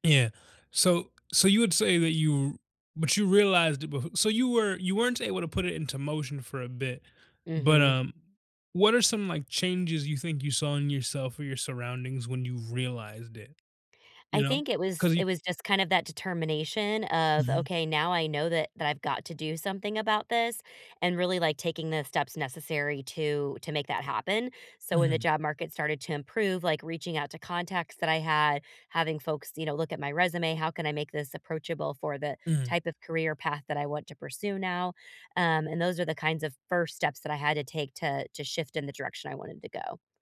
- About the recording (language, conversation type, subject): English, unstructured, How can I balance work and personal life?
- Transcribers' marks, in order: tapping